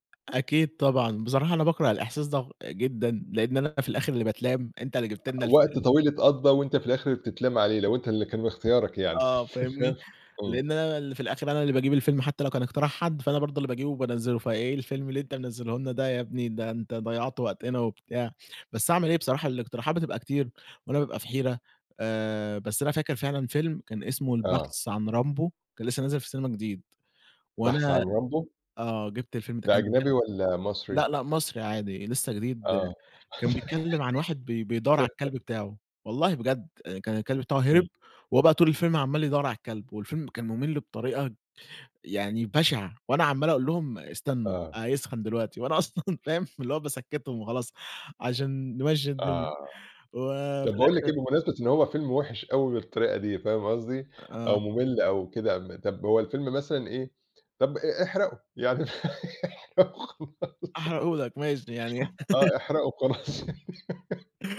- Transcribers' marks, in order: tapping; chuckle; laughing while speaking: "آه. ت"; laugh; laughing while speaking: "وأنا أصلًا فاهم"; laughing while speaking: "يعني احرقه وخلاص"; laugh; laugh; laughing while speaking: "وخلاص"; laugh
- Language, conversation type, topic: Arabic, podcast, إزاي بتختاروا فيلم للعيلة لما الأذواق بتبقى مختلفة؟